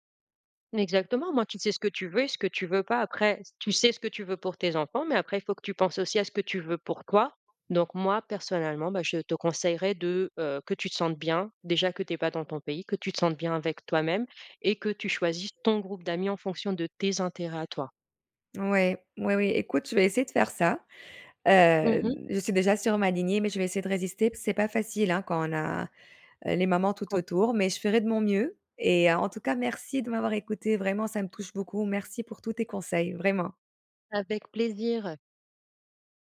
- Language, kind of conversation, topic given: French, advice, Pourquoi est-ce que je me sens mal à l’aise avec la dynamique de groupe quand je sors avec mes amis ?
- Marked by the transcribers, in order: stressed: "ton"; stressed: "tes"